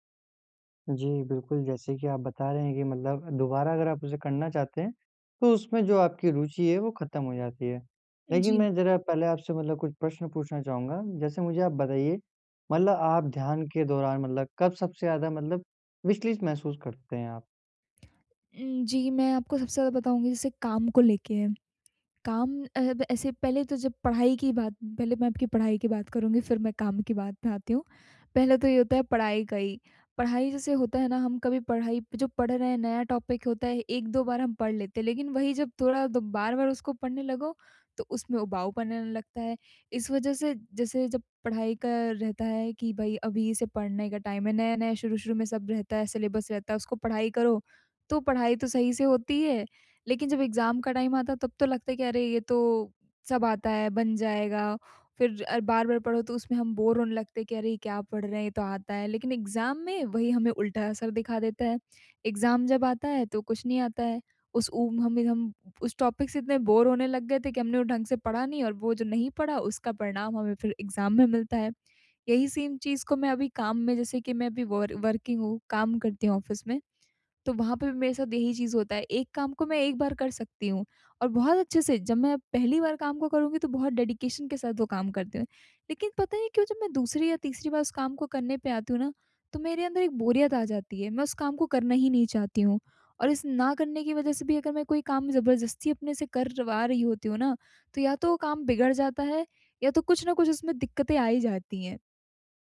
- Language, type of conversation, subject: Hindi, advice, क्या उबाऊपन को अपनाकर मैं अपना ध्यान और गहरी पढ़ाई की क्षमता बेहतर कर सकता/सकती हूँ?
- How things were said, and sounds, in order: in English: "टॉपिक"; in English: "टाइम"; in English: "सिलेबस"; in English: "एग्ज़ाम"; in English: "टाइम"; in English: "बोर"; in English: "एग्ज़ाम"; in English: "एग्ज़ाम"; in English: "टॉपिक"; in English: "बोर"; in English: "एग्ज़ाम"; in English: "सेम"; in English: "वर वर्किंग"; in English: "ऑफिस"; in English: "डेडिकेशन"